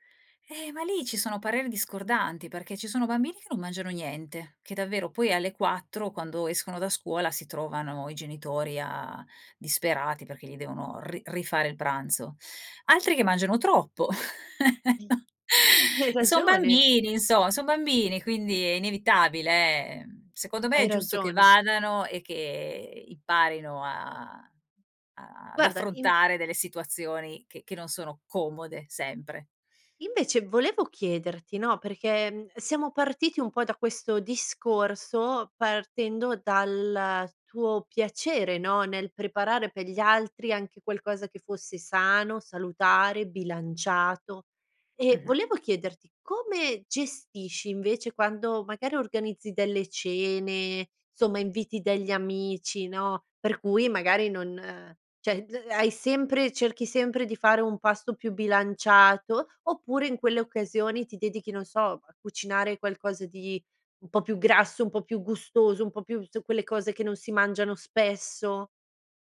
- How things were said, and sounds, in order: other background noise; laughing while speaking: "Hai"; laugh; "insomma" said as "insoma"; "insomma" said as "nsomma"; "cioè" said as "ceh"
- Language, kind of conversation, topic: Italian, podcast, Cosa significa per te nutrire gli altri a tavola?